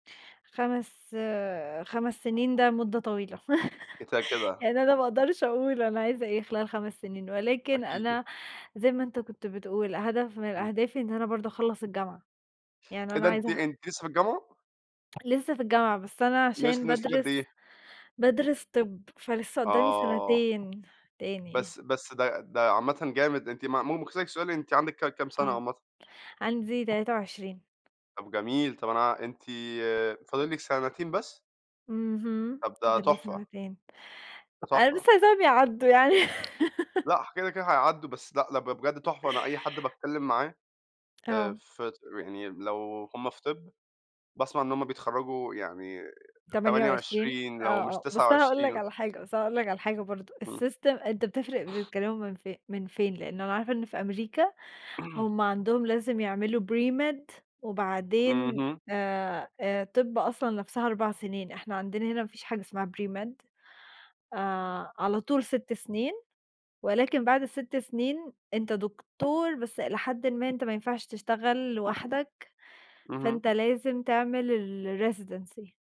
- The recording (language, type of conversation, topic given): Arabic, unstructured, إيه الإنجاز اللي نفسك تحققه خلال خمس سنين؟
- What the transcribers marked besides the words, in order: chuckle; unintelligible speech; tapping; laugh; sniff; in English: "الSystem"; throat clearing; in English: "pre-med"; in English: "pre-med"; in English: "الresidency"